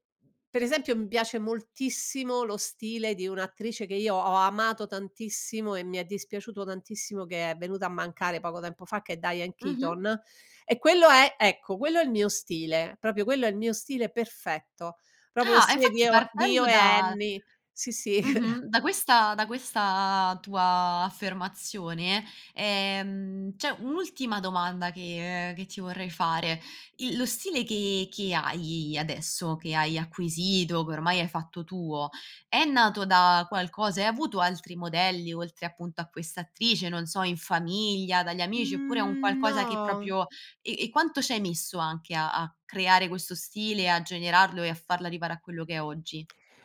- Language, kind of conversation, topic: Italian, podcast, Che cosa ti fa sentire davvero a tuo agio quando sei vestito?
- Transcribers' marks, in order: "proprio" said as "propio"; "proprio" said as "propio"; chuckle; "proprio" said as "propio"